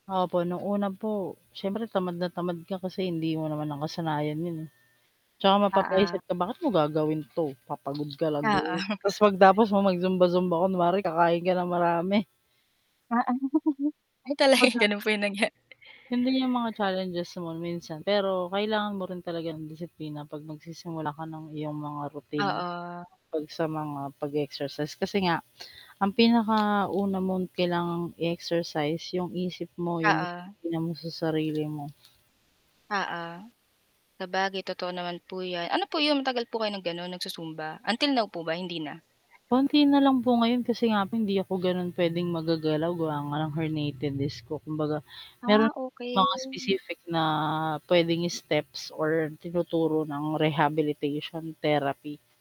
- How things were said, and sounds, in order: static; distorted speech; chuckle; chuckle; mechanical hum; other background noise; lip smack; other noise; other street noise; in English: "herniated disk"; in English: "rehabilitation therapy"
- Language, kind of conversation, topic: Filipino, unstructured, Ano ang mga pagbabagong napapansin mo kapag regular kang nag-eehersisyo?